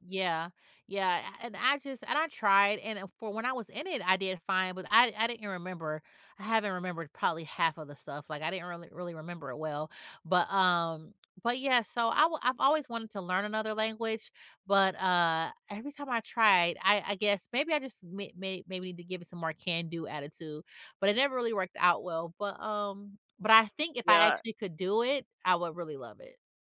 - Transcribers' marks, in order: none
- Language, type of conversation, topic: English, unstructured, How could speaking any language change your experiences and connections with others?
- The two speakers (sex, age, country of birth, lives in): female, 40-44, United States, United States; male, 30-34, United States, United States